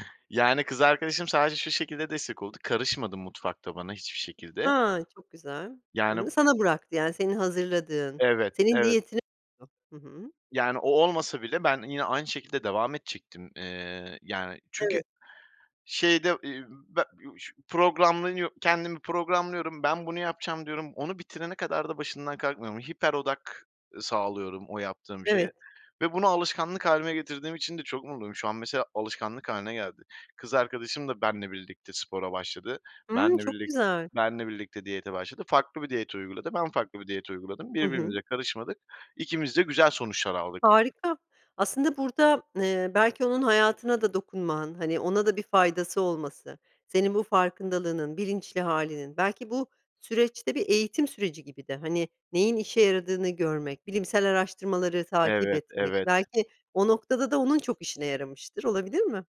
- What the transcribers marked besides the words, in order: other background noise; unintelligible speech; unintelligible speech; in English: "Hiper"; tapping
- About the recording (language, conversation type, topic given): Turkish, podcast, Sağlıklı beslenmeyi günlük hayatına nasıl entegre ediyorsun?